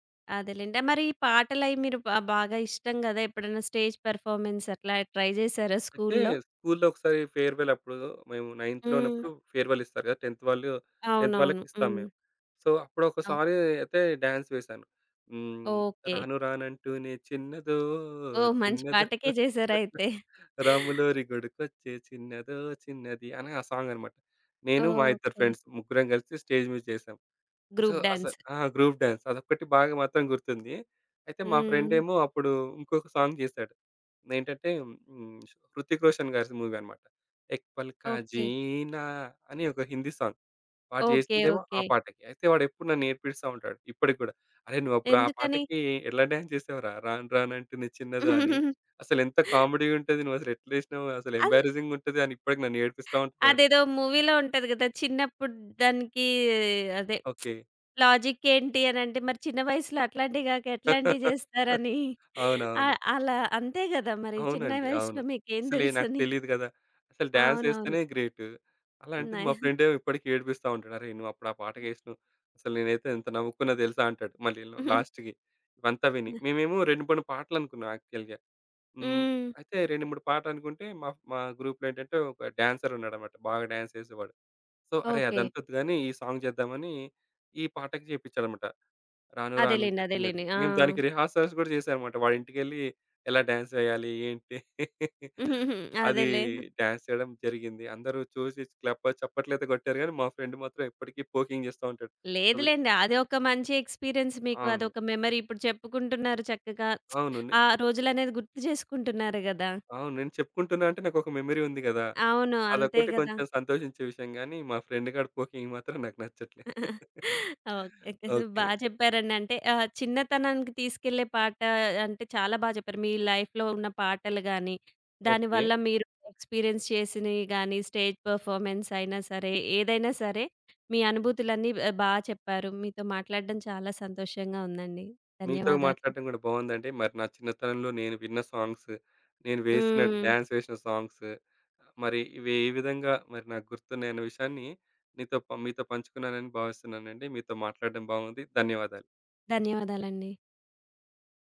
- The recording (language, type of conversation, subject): Telugu, podcast, చిన్నతనం గుర్తొచ్చే పాట పేరు ఏదైనా చెప్పగలరా?
- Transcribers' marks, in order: in English: "స్టేజ్ పెర్ఫార్మన్స్"; in English: "ట్రై"; tapping; in English: "నైన్త్‌లో"; in English: "టెంత్"; in English: "టెన్త్"; in English: "సో"; in English: "డాన్స్"; singing: "రాను రాను అంటూనే చిన్నదో చిన్నదో రాములోరి గుడికొచ్చే చిన్నదో చిన్నది"; chuckle; giggle; in English: "ఫ్రెండ్స్"; in English: "స్టేజ్"; in English: "సో"; in English: "గ్రూప్ డాన్స్"; in English: "గ్రూప్ డాన్స్"; in English: "సాంగ్"; in English: "మూవీ"; singing: "ఎక్ పాల్కా జీనా"; in Hindi: "ఎక్ పాల్కా జీనా"; in English: "సాంగ్"; other background noise; in English: "డాన్స్"; in English: "కామెడీగా"; giggle; in English: "ఎంబరాజింగ్‌గా"; in English: "మూవీలో"; lip smack; in English: "లాజిక్"; laugh; giggle; giggle; in English: "ల్ లాస్ట్‌కి"; in English: "యాక్చువల్‌గా"; in English: "గ్రూప్‌లో"; in English: "డాన్స్"; in English: "సో"; in English: "సాంగ్"; in English: "రిహార్సల్స్"; in English: "డాన్స్"; giggle; laugh; in English: "డాన్స్"; in English: "ఫ్రెండ్"; in English: "పోకింగ్"; in English: "ఎక్స్‌పీరియన్స్"; in English: "మెమరీ"; lip smack; in English: "మెమరీ"; in English: "ఫ్రెండ్"; giggle; in English: "పోకింగ్"; laugh; in English: "లైఫ్‌లో"; in English: "ఎక్స్‌పీరియన్స్"; in English: "స్టేజ్ పెర్ఫార్మన్స్"; in English: "సాంగ్స్"; in English: "సాంగ్స్"